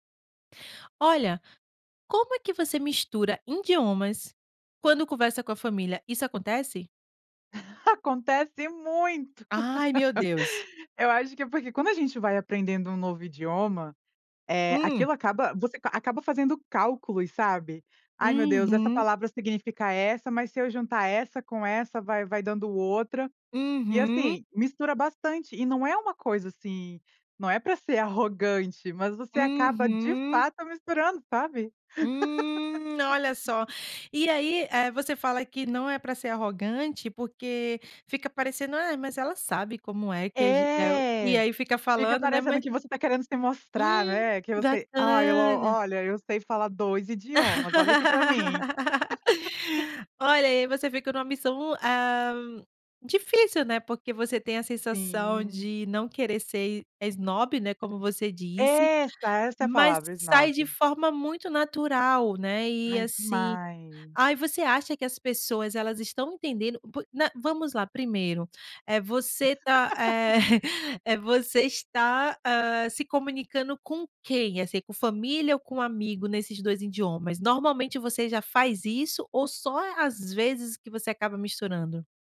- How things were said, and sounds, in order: "idiomas" said as "indiomas"; laugh; laugh; laugh; laugh; chuckle; laugh; "idiomas" said as "indiomas"
- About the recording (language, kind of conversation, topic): Portuguese, podcast, Como você mistura idiomas quando conversa com a família?